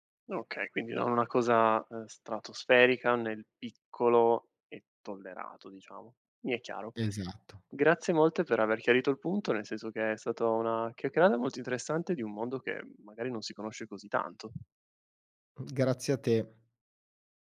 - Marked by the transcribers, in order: "chiacchierata" said as "chiacchierada"; other background noise
- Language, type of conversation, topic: Italian, podcast, Che ruolo ha il doppiaggio nei tuoi film preferiti?
- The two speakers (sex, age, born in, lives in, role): male, 25-29, Italy, Italy, host; male, 40-44, Italy, Italy, guest